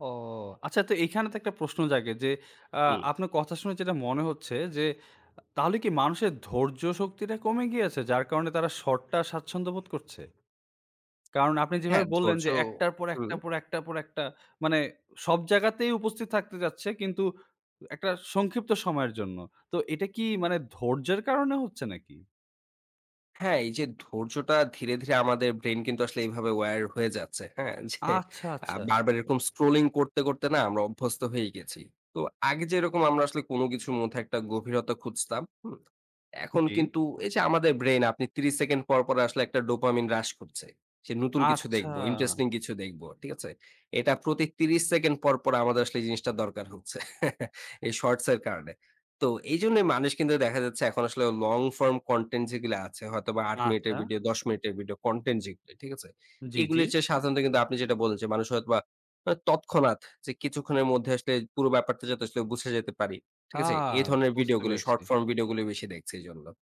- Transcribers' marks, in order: in English: "wired"; laughing while speaking: "যে"; lip smack; drawn out: "আচ্ছা!"; chuckle; in English: "long-form content"; other background noise
- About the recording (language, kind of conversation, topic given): Bengali, podcast, ক্ষুদ্রমেয়াদি ভিডিও আমাদের দেখার পছন্দকে কীভাবে বদলে দিয়েছে?